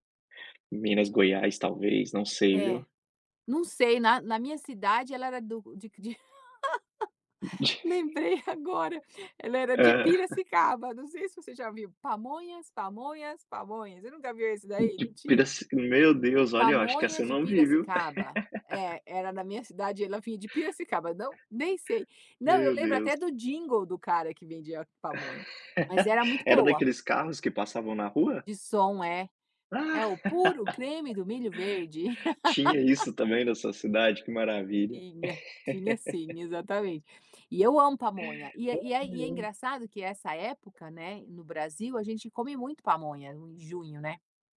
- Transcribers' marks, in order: laugh; laughing while speaking: "lembrei agora, ela era de Piracicaba, não sei se você já viu"; giggle; laughing while speaking: "Ah"; put-on voice: "Pamonhas, pamonhas, pamonhas"; other noise; giggle; laughing while speaking: "Meu Deus"; in English: "jingle"; laugh; put-on voice: "É o puro creme do milho verde"; laugh; laugh; laugh; laughing while speaking: "Ai, ai"
- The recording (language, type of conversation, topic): Portuguese, unstructured, Qual é a comida típica da sua cultura de que você mais gosta?